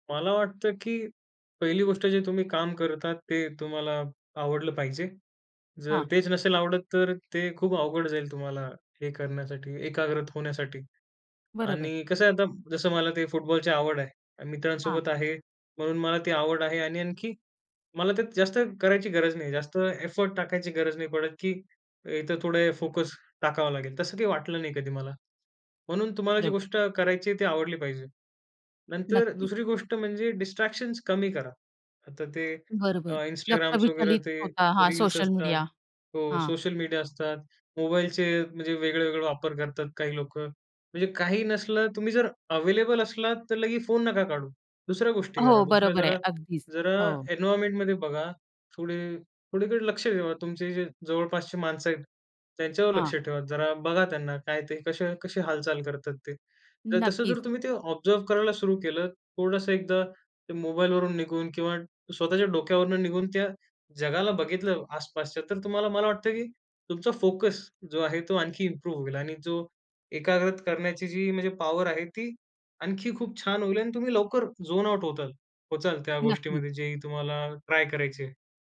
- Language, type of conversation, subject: Marathi, podcast, संगीताचा प्रभाव तुमच्या एकाग्रतेवर कसा असतो?
- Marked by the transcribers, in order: in English: "एफोर्ट"; in English: "डिस्ट्रॅक्शन्स"; in English: "एन्व्हायर्नमेंटमध्ये"; in English: "ऑब्झर्व्ह"; in English: "इम्प्रूव्ह"; in English: "झोन आउट"